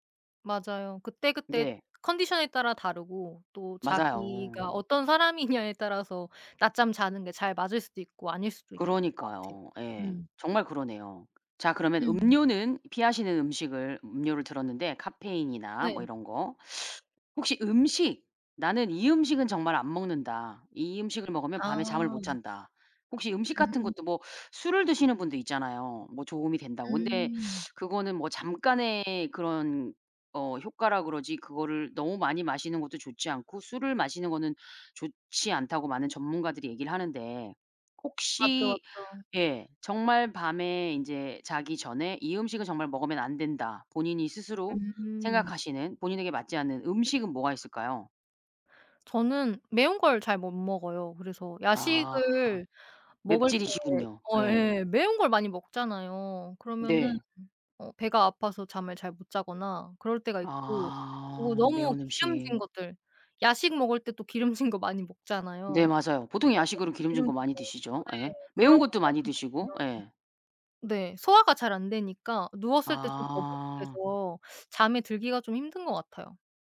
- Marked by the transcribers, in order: laughing while speaking: "사람이냐에"; other background noise; teeth sucking; tapping; teeth sucking
- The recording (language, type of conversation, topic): Korean, podcast, 잠을 잘 자려면 평소에 어떤 습관을 지키시나요?